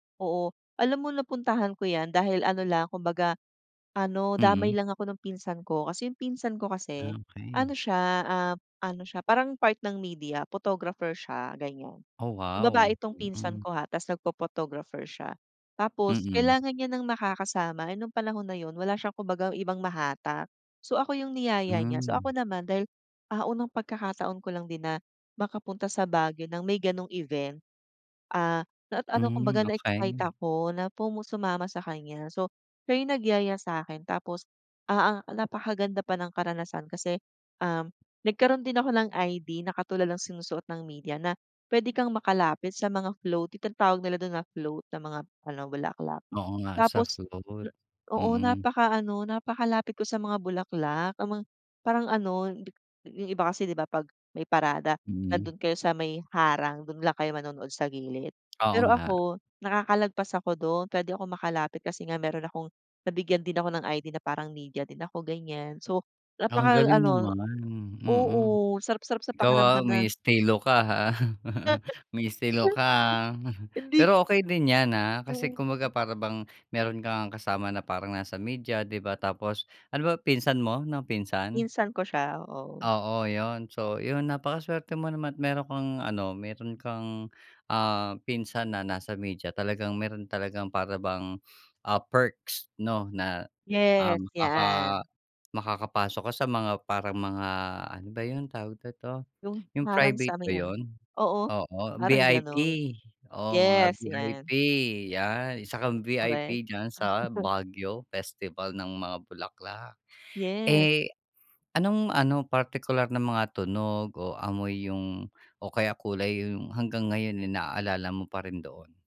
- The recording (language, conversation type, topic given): Filipino, podcast, Ano ang paborito mong alaala mula sa pistang napuntahan mo?
- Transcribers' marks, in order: chuckle; chuckle